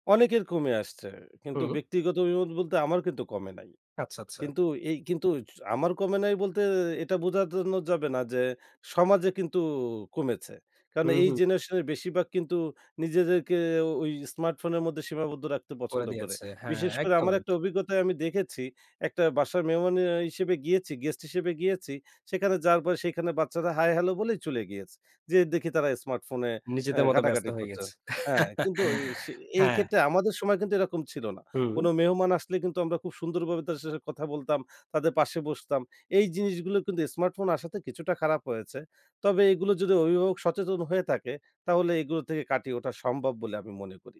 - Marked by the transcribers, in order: chuckle
- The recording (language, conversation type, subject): Bengali, podcast, স্মার্টফোন আপনার দৈনন্দিন জীবন কীভাবে বদলে দিয়েছে?
- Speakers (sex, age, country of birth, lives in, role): male, 25-29, Bangladesh, Bangladesh, guest; male, 60-64, Bangladesh, Bangladesh, host